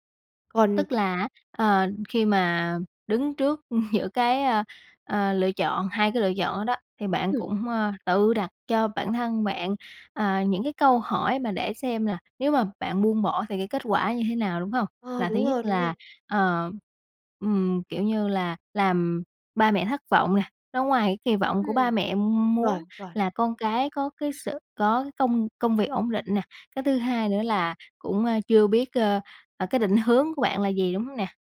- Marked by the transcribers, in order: tapping; laughing while speaking: "giữa"
- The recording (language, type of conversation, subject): Vietnamese, podcast, Bạn làm sao để biết khi nào nên kiên trì hay buông bỏ?